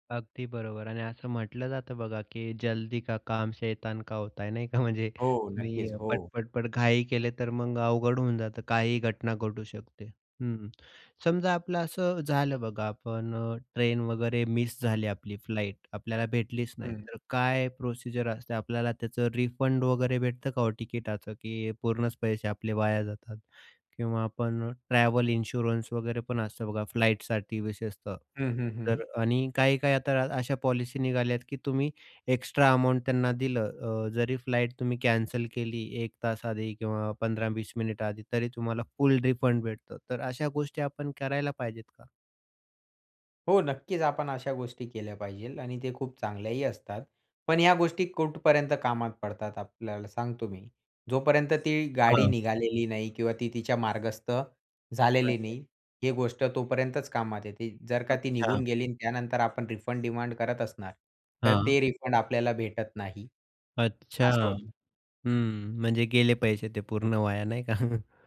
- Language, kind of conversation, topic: Marathi, podcast, तुम्ही कधी फ्लाइट किंवा ट्रेन चुकवली आहे का, आणि तो अनुभव सांगू शकाल का?
- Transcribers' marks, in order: in Hindi: "जल्दी का काम शैतान का होता है"; tapping; other background noise; in English: "फ्लाईट"; in English: "प्रोसिजर"; in English: "इन्शुरन्स"; in English: "फ्लाइटसाठी"; in English: "फ्लाइट"; "पाहिजे" said as "पाहिजेल"; in English: "रिफंड"; in English: "रिफंड"; laughing while speaking: "का?"